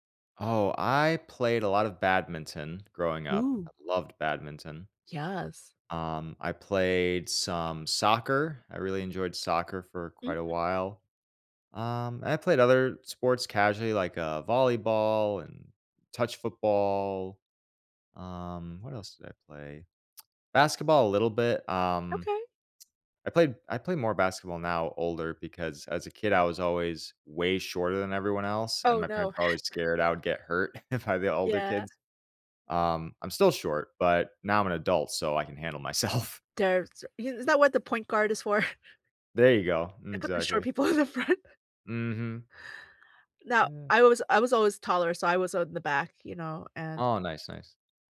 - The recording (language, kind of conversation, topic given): English, unstructured, How can I use school sports to build stronger friendships?
- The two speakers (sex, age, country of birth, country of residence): female, 45-49, South Korea, United States; male, 25-29, United States, United States
- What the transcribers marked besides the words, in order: tsk; chuckle; laughing while speaking: "myself"; chuckle; laughing while speaking: "in the front"